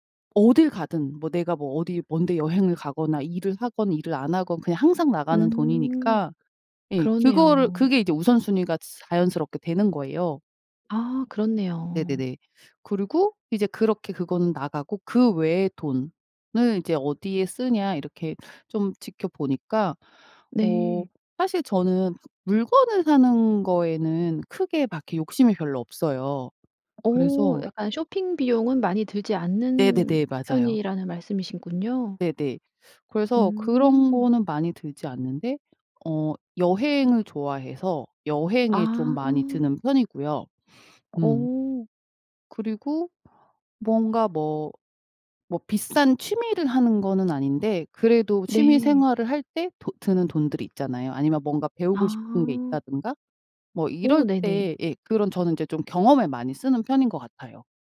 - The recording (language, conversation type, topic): Korean, podcast, 돈을 어디에 먼저 써야 할지 우선순위는 어떻게 정하나요?
- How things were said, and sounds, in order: other background noise; other noise